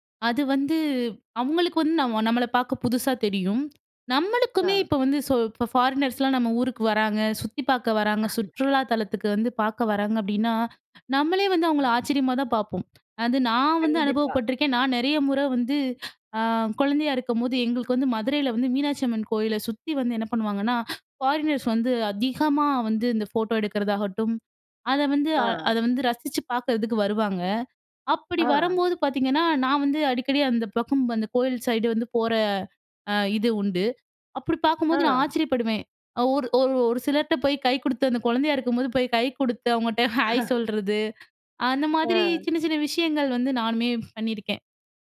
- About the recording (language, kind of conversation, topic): Tamil, podcast, புதிய ஊரில் வழி தவறினால் மக்களிடம் இயல்பாக உதவி கேட்க எப்படி அணுகலாம்?
- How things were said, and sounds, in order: drawn out: "வந்து"; chuckle; other noise; drawn out: "அ"; drawn out: "ஆ"; drawn out: "அ"; laughing while speaking: "அவங்கட்ட ஹாய்! சொல்றது"; chuckle